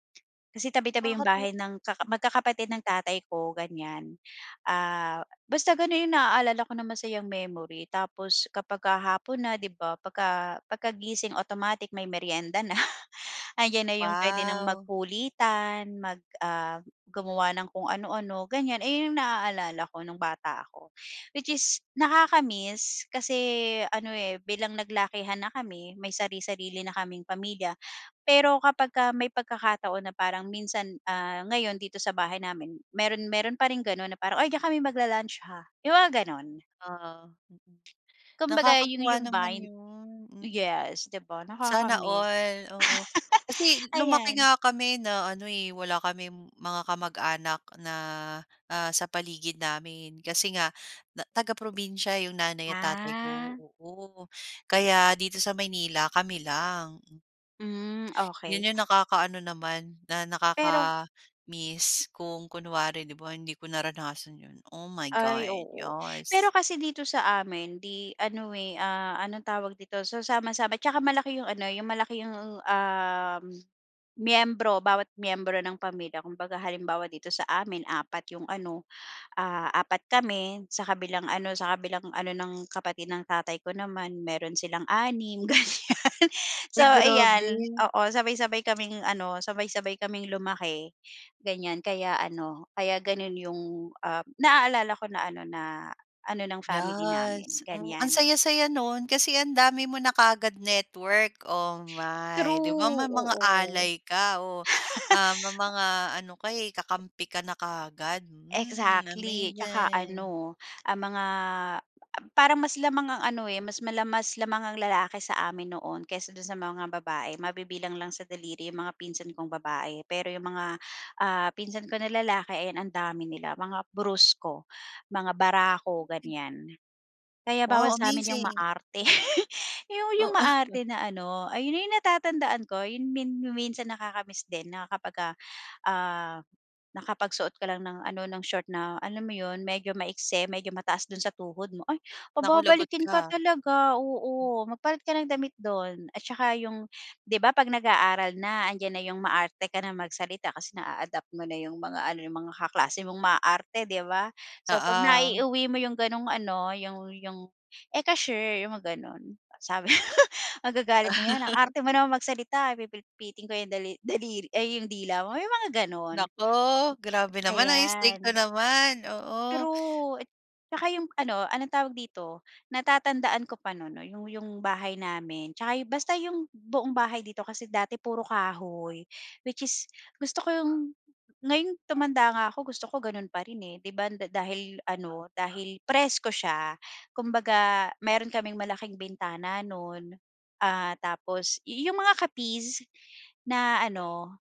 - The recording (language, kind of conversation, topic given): Filipino, podcast, Ano ang unang alaala mo tungkol sa pamilya noong bata ka?
- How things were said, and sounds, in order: other background noise; laugh; other noise; "Yes" said as "Yas"; laughing while speaking: "ganyan"; "Yes" said as "Yas"; laugh; laughing while speaking: "maarte"; laughing while speaking: "Oo"; put-on voice: "Eka sure"; laughing while speaking: "sabi"; dog barking